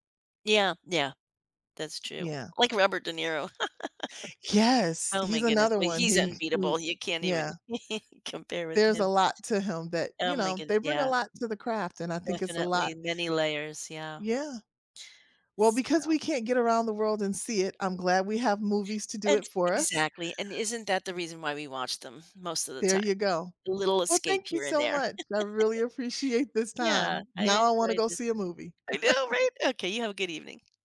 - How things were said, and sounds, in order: chuckle; other background noise; chuckle; chuckle; chuckle
- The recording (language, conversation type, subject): English, unstructured, In what ways do movies influence our understanding of different cultures and perspectives?
- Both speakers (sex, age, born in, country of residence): female, 55-59, United States, United States; female, 60-64, United States, United States